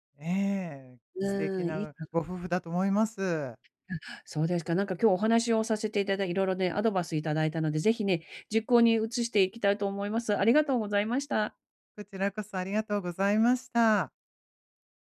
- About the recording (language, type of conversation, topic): Japanese, advice, 長期計画がある中で、急な変化にどう調整すればよいですか？
- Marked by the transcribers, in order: unintelligible speech